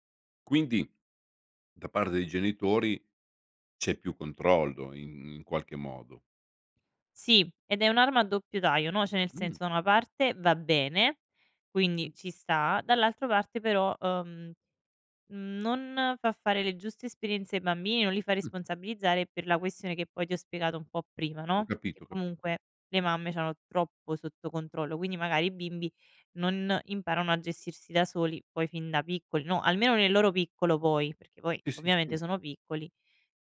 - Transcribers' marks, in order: "cioè" said as "ceh"
- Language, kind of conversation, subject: Italian, podcast, Che ruolo hanno i gruppi WhatsApp o Telegram nelle relazioni di oggi?